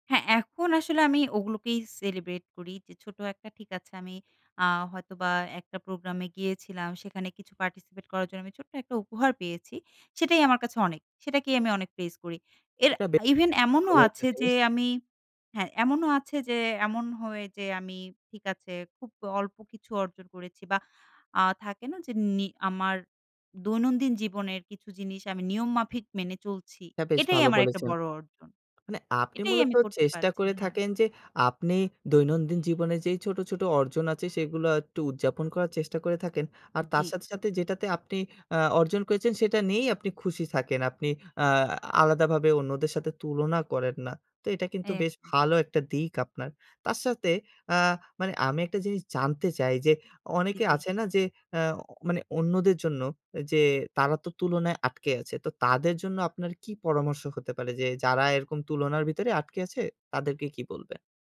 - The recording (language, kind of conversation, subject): Bengali, podcast, সামাজিক তুলনা থেকে নিজেকে কীভাবে রক্ষা করা যায়?
- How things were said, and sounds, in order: in English: "celebrate"; in English: "participate"; in English: "প্রেইজ"; other background noise; horn